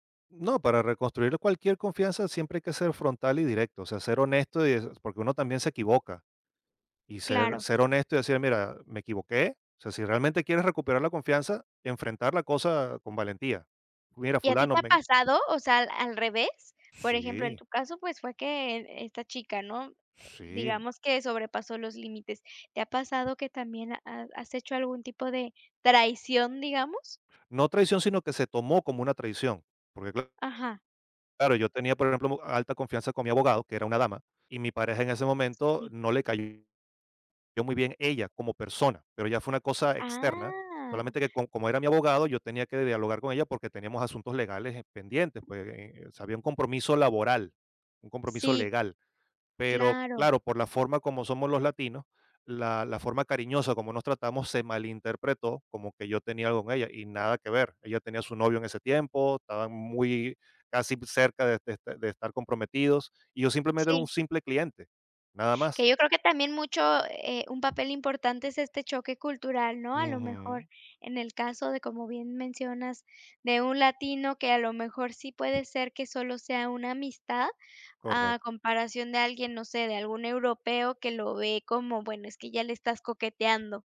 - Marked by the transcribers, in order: other background noise; tapping; unintelligible speech; drawn out: "Ah"
- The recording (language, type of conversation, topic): Spanish, podcast, ¿Cómo se construye la confianza en una pareja?